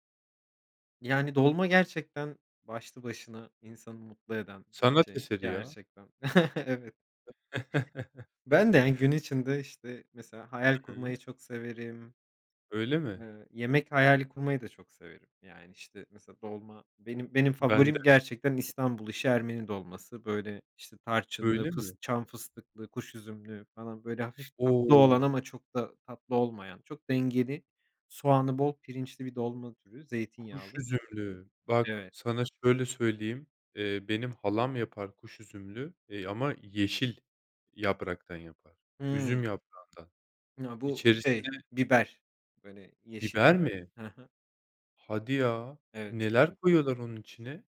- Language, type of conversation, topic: Turkish, unstructured, Günlük hayatında küçük mutlulukları nasıl yakalarsın?
- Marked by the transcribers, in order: chuckle; other background noise; chuckle; surprised: "Hadi ya"; unintelligible speech